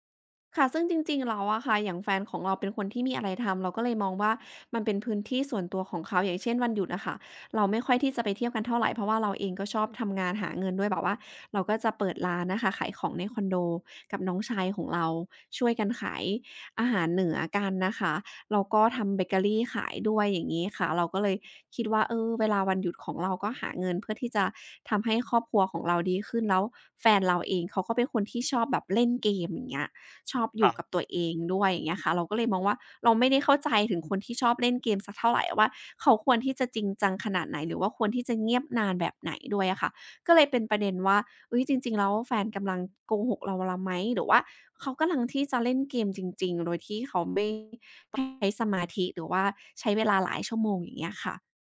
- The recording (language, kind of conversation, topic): Thai, advice, ทำไมคุณถึงสงสัยว่าแฟนกำลังมีความสัมพันธ์ลับหรือกำลังนอกใจคุณ?
- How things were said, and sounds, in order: other background noise